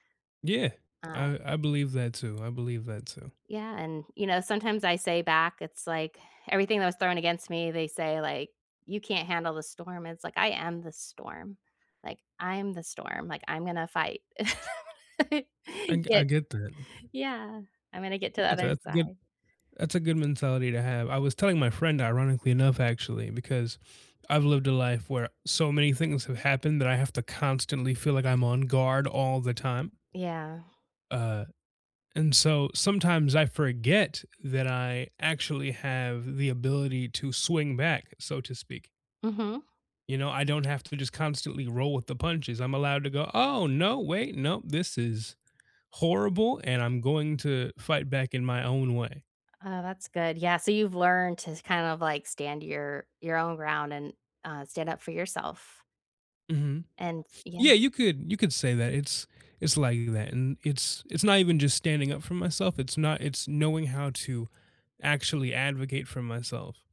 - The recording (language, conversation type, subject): English, unstructured, How can focusing on happy memories help during tough times?
- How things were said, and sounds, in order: laugh; other background noise